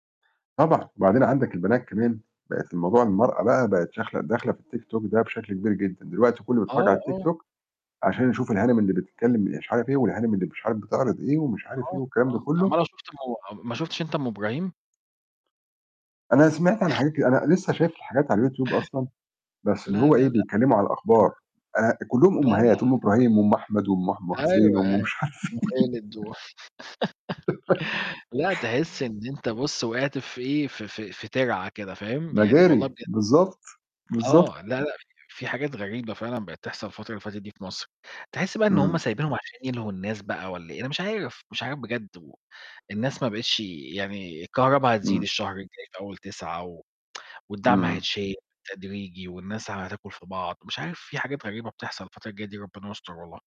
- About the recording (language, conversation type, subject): Arabic, unstructured, إيه رأيك في دور الست في المجتمع دلوقتي؟
- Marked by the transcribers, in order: "داخلة" said as "شاخلة"; distorted speech; tapping; chuckle; chuckle; unintelligible speech; unintelligible speech; giggle; laughing while speaking: "عارف إيه"; laugh; tsk